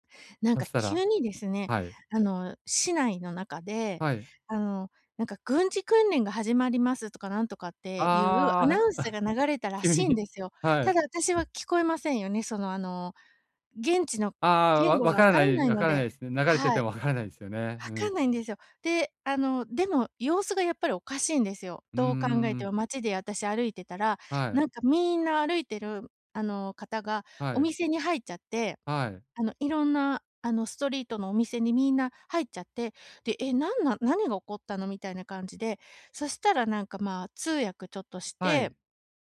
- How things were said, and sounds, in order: chuckle; laughing while speaking: "急に"
- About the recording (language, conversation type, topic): Japanese, advice, 旅先でトラブルが起きたとき、どう対処すればよいですか？